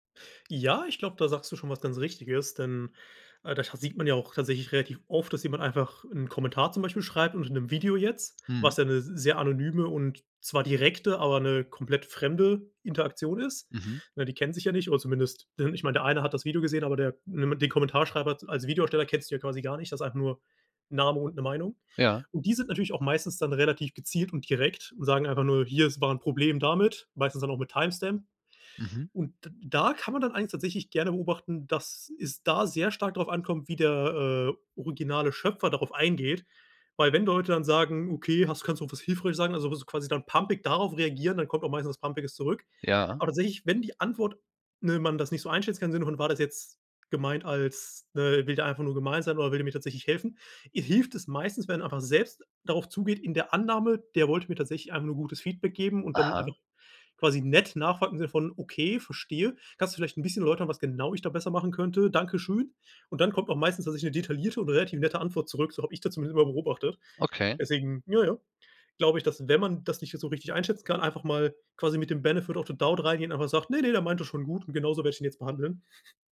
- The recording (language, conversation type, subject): German, podcast, Wie gibst du Feedback, das wirklich hilft?
- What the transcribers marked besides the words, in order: unintelligible speech; in English: "Timestamp"; put-on voice: "Okay, hast kannst du was hilfreiches sagen"; in English: "Benefit of the doubt"; put-on voice: "Ne, ne"; chuckle